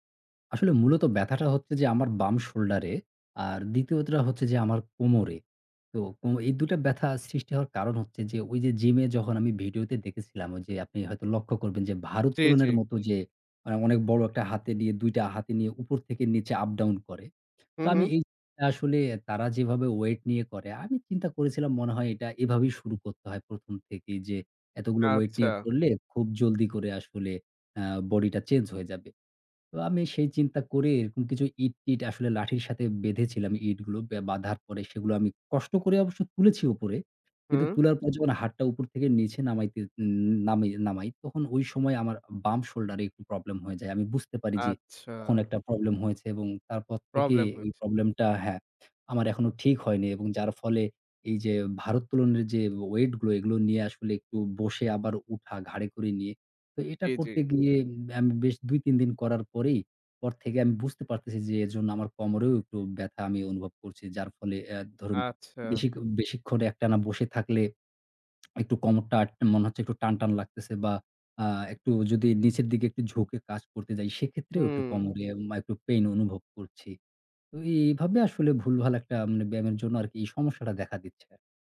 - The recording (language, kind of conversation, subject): Bengali, advice, ভুল ভঙ্গিতে ব্যায়াম করার ফলে পিঠ বা জয়েন্টে ব্যথা হলে কী করবেন?
- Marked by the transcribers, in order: tapping; lip smack; unintelligible speech